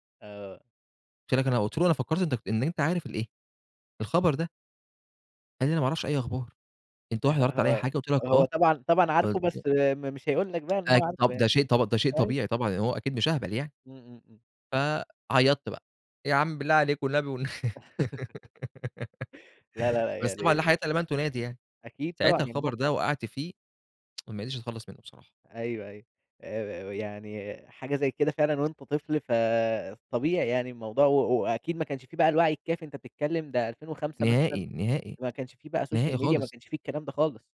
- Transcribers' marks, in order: other background noise; unintelligible speech; tapping; put-on voice: "يا عم بالله عليك والنبي والن"; laugh; giggle; tsk; in English: "social media"
- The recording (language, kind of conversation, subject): Arabic, podcast, إنت بتتعامل إزاي مع الأخبار الكدابة أو المضللة؟